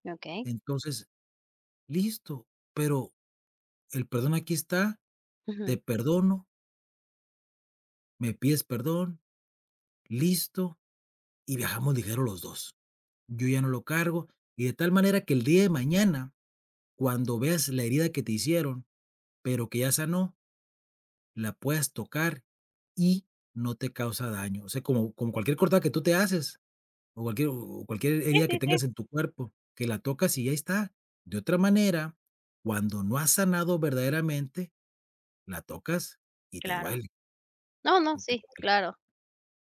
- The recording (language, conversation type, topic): Spanish, podcast, ¿Qué opinas sobre el perdón sin reconciliación?
- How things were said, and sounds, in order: none